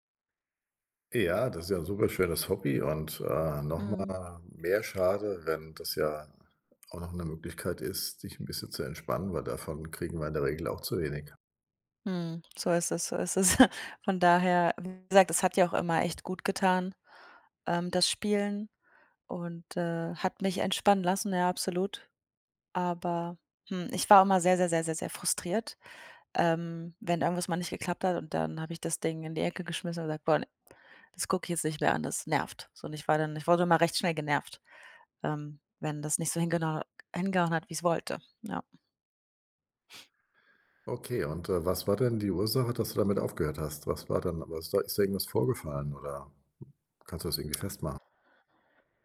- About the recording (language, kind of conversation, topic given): German, advice, Wie kann ich motivierter bleiben und Dinge länger durchziehen?
- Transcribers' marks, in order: chuckle; other background noise